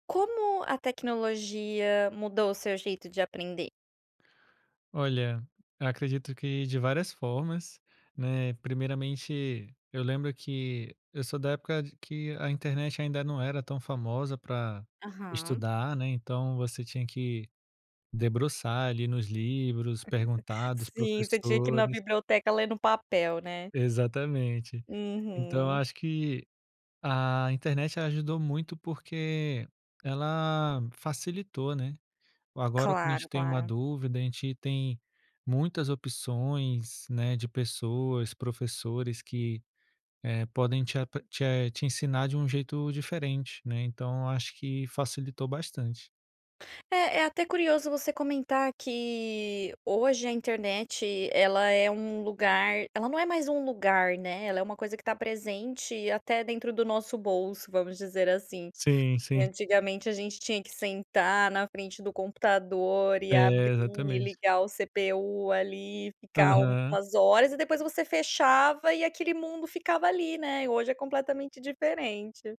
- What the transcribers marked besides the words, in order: laugh; tapping
- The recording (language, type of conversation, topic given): Portuguese, podcast, Como a tecnologia mudou seu jeito de aprender?